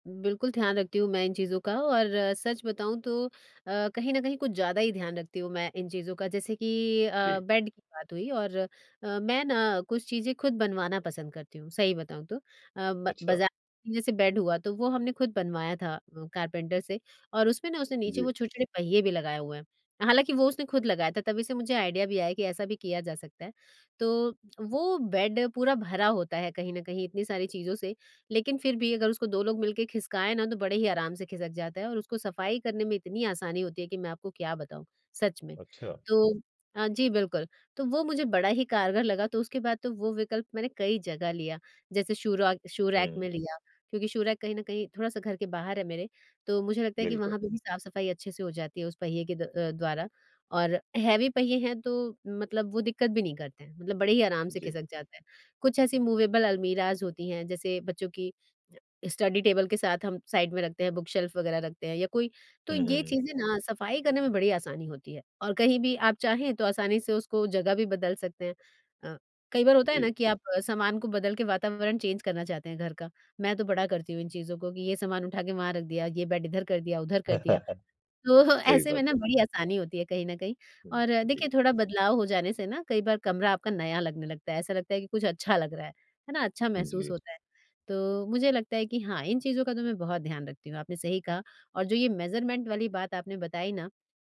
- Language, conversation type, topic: Hindi, podcast, फर्नीचर चुनते समय आप आराम और जगह के बीच संतुलन कैसे बनाते हैं?
- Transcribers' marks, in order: in English: "बेड"; in English: "बेड"; in English: "कारपेंटर"; in English: "आइडिया"; in English: "बेड"; in English: "शू"; in English: "शू रैक"; in English: "शू रैक"; in English: "हैवी"; in English: "मूवेबल अलमीराज़"; in English: "स्टडी टेबल"; in English: "साइड"; in English: "बुक शेल्फ़"; in English: "चेंज"; in English: "बेड"; laughing while speaking: "तो ऐसे"; laugh; in English: "मेज़रमेंट"